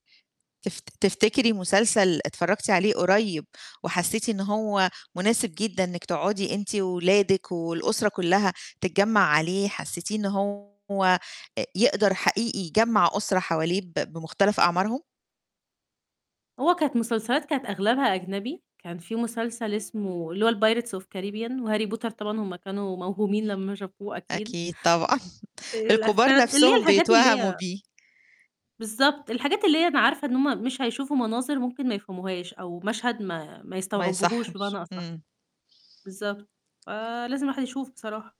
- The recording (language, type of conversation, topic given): Arabic, podcast, إزاي بتختار مسلسل جديد تتابعه؟
- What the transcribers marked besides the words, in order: distorted speech; other background noise; in English: "الPirates of Caribbean وHarry Potter"; laugh; unintelligible speech